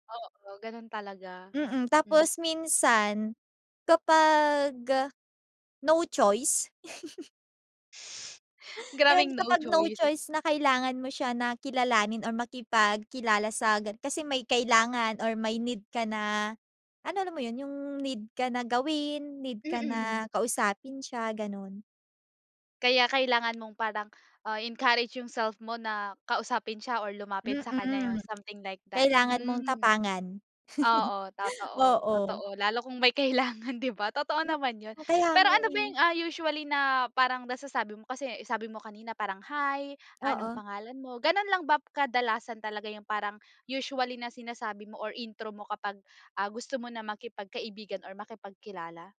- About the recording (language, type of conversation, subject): Filipino, podcast, Paano ka gumagawa ng unang hakbang para makipagkaibigan?
- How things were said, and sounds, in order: laugh; laugh; tapping; laugh